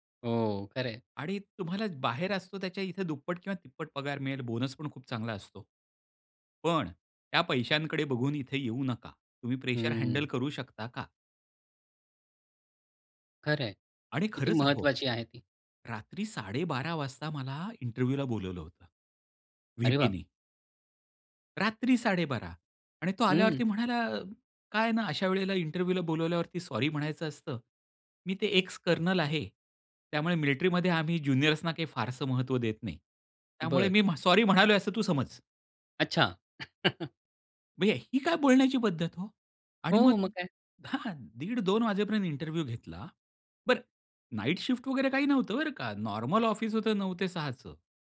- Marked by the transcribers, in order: other background noise; tapping; in English: "इंटरव्ह्यूला"; in English: "इंटरव्ह्यूला"; chuckle; angry: "म्हणजे ही काय बोलण्याची पद्धत हो!"; in English: "इंटरव्ह्यू"
- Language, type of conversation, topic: Marathi, podcast, नकार देताना तुम्ही कसे बोलता?